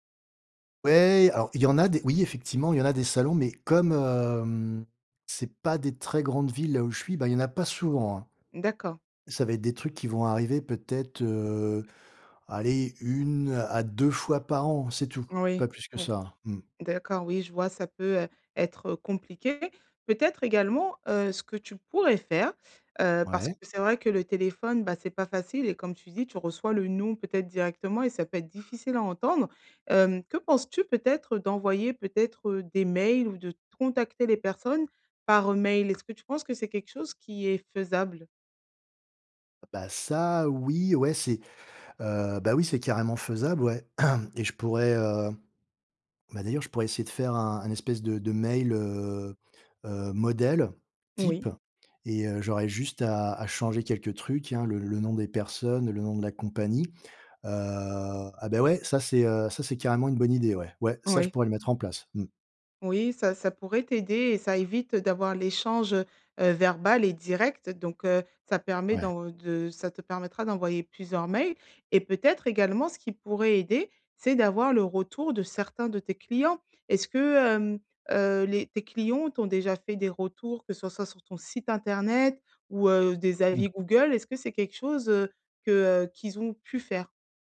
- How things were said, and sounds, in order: other background noise; tapping; throat clearing; stressed: "type"; stressed: "direct"; stressed: "clients"
- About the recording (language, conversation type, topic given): French, advice, Comment puis-je atteindre et fidéliser mes premiers clients ?